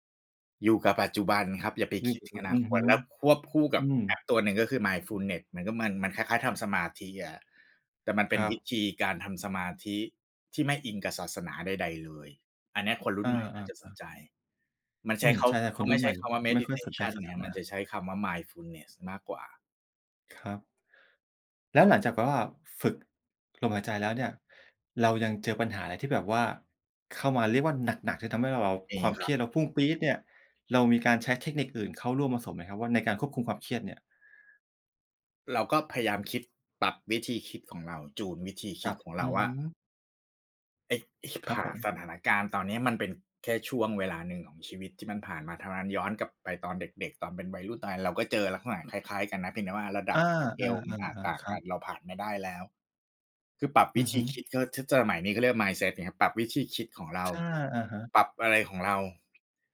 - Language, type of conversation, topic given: Thai, podcast, คุณจัดการความเครียดในชีวิตประจำวันอย่างไร?
- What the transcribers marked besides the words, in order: in English: "meditation"; in English: "mindfulness"; other background noise; in English: "สเกล"; "สมัย" said as "จะหมัย"